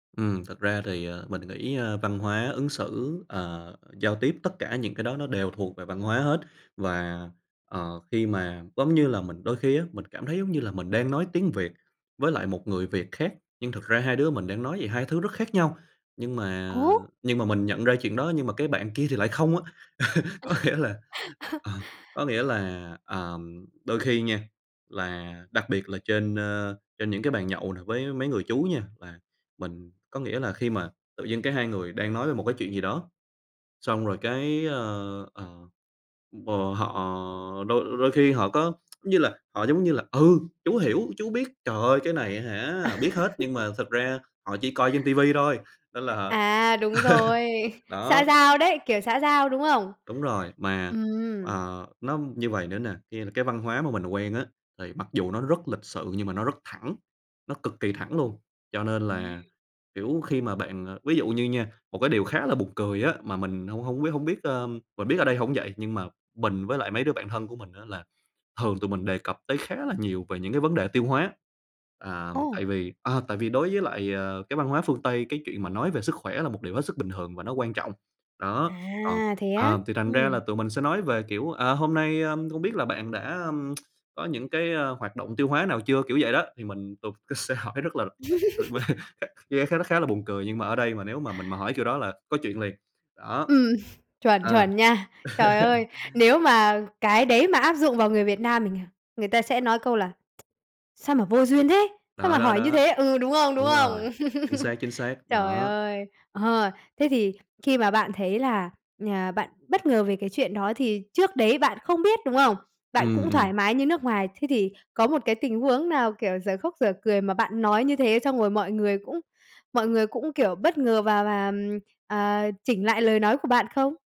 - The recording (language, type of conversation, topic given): Vietnamese, advice, Bạn đang trải qua cú sốc văn hóa và bối rối trước những phong tục, cách ứng xử mới như thế nào?
- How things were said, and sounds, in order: other background noise; laugh; chuckle; laughing while speaking: "Có nghĩa là"; tsk; laugh; chuckle; laugh; tapping; tsk; laugh; laughing while speaking: "sẽ"; laughing while speaking: "mà"; unintelligible speech; chuckle; chuckle; tsk; chuckle